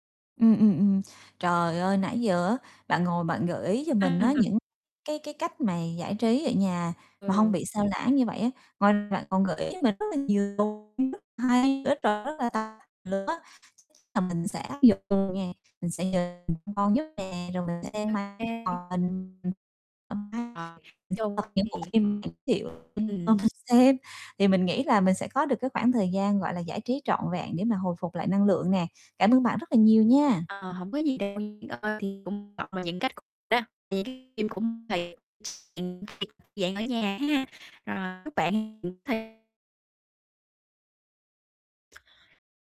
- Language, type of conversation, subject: Vietnamese, advice, Làm sao để không bị xao nhãng khi thư giãn ở nhà?
- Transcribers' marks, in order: distorted speech; laughing while speaking: "À"; other background noise; unintelligible speech; unintelligible speech; unintelligible speech; unintelligible speech; unintelligible speech